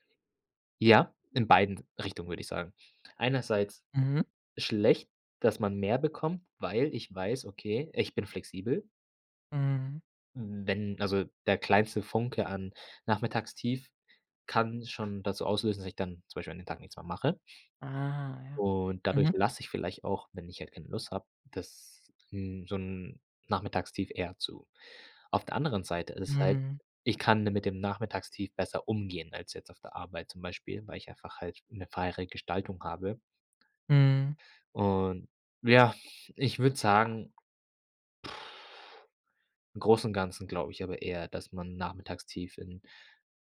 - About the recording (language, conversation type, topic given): German, podcast, Wie gehst du mit Energietiefs am Nachmittag um?
- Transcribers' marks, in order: blowing